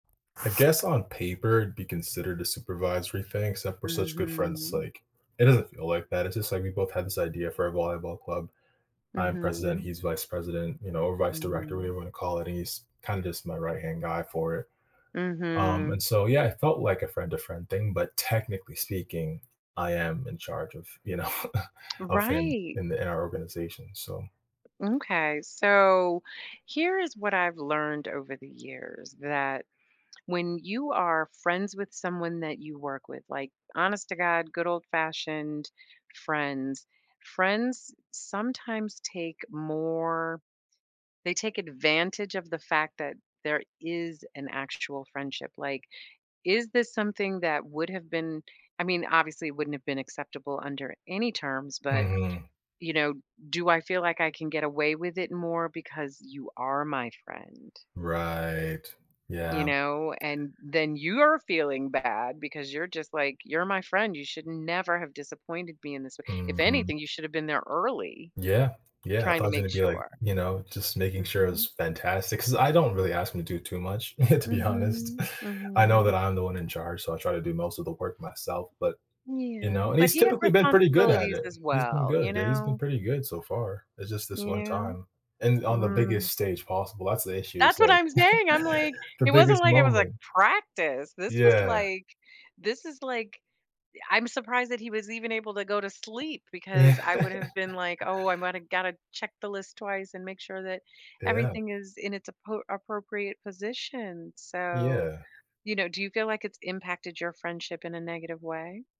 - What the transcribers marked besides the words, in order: other background noise; drawn out: "Mhm"; tsk; laughing while speaking: "know"; tapping; stressed: "are"; drawn out: "Right"; stressed: "you're"; chuckle; chuckle; laughing while speaking: "Yeah"
- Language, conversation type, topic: English, advice, How do I tell a close friend I feel let down?